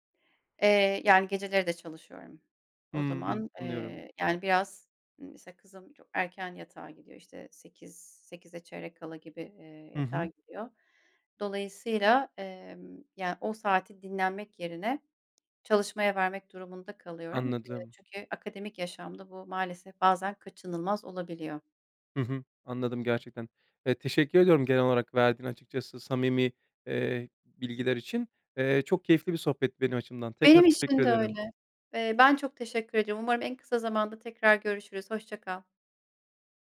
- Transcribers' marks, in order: none
- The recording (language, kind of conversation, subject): Turkish, podcast, İş ve özel hayat dengesini nasıl kuruyorsun?